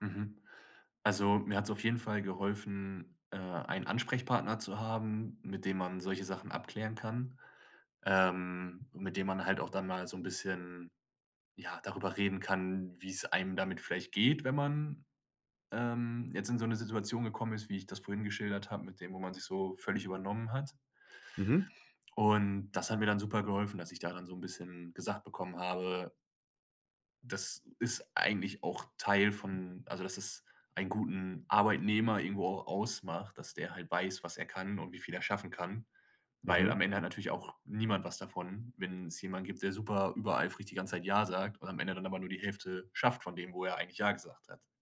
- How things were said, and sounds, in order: none
- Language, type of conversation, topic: German, podcast, Wann sagst du bewusst nein, und warum?